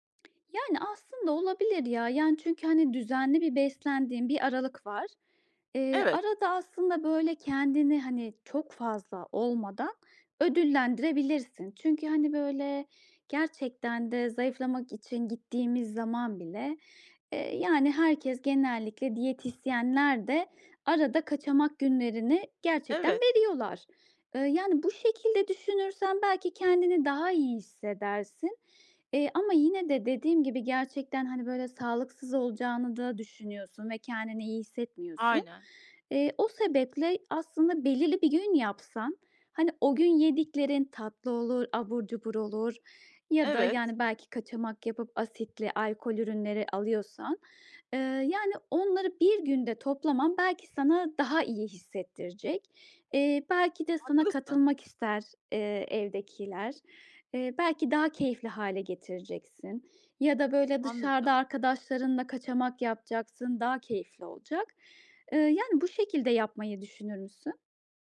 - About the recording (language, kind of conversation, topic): Turkish, advice, Vücudumun açlık ve tokluk sinyallerini nasıl daha doğru tanıyabilirim?
- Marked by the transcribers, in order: tapping; other background noise